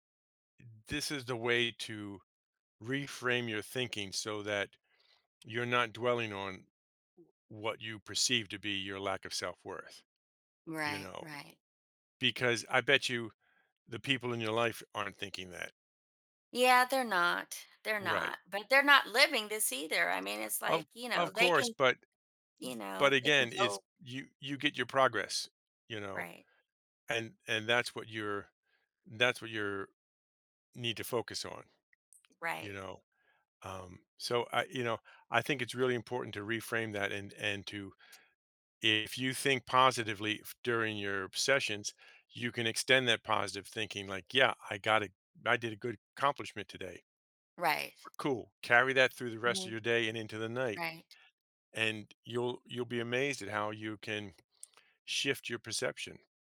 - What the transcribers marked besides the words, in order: other background noise
- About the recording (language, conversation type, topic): English, advice, How can I rebuild my confidence after a setback?